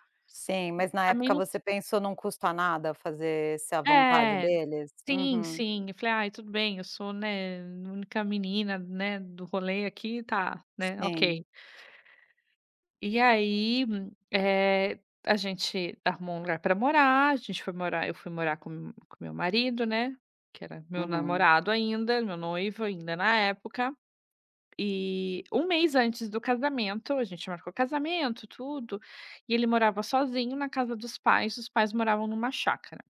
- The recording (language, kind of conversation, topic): Portuguese, podcast, Como foi sair da casa dos seus pais pela primeira vez?
- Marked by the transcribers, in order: tapping